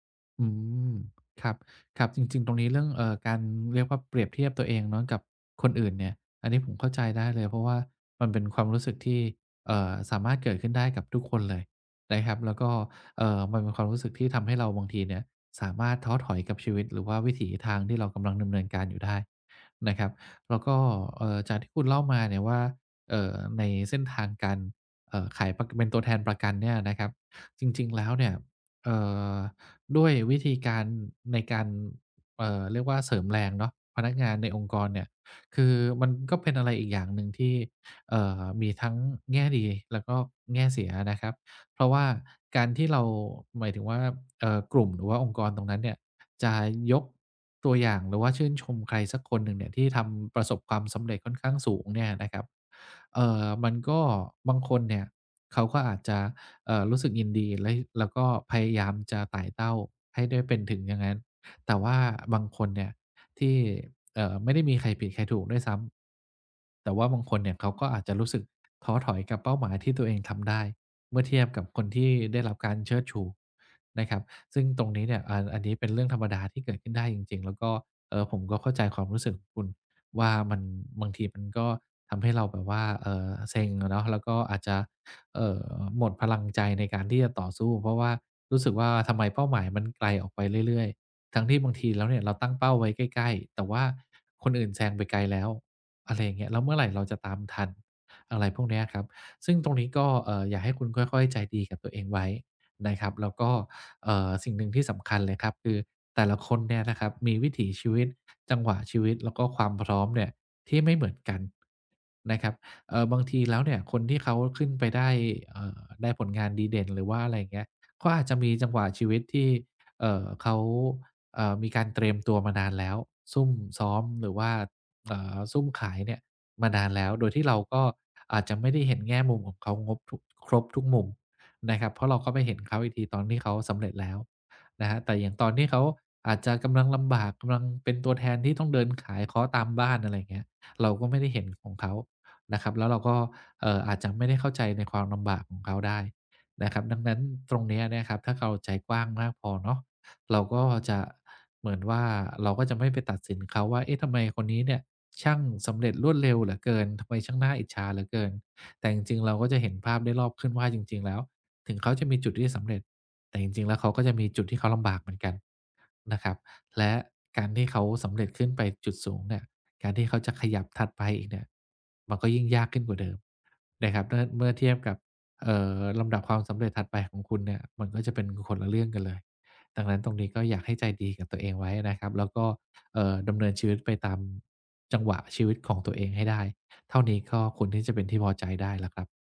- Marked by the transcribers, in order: tapping; other background noise
- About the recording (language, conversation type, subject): Thai, advice, ควรทำอย่างไรเมื่อรู้สึกแย่จากการเปรียบเทียบตัวเองกับภาพที่เห็นบนโลกออนไลน์?